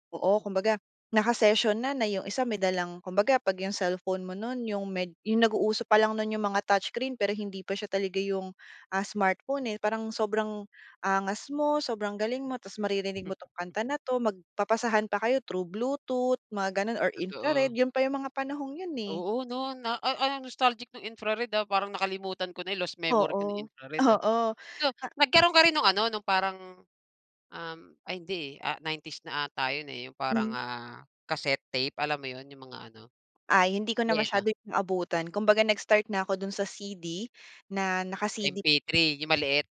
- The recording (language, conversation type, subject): Filipino, podcast, Anong kanta ang maituturing mong soundtrack ng kabataan mo?
- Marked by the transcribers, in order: chuckle; other background noise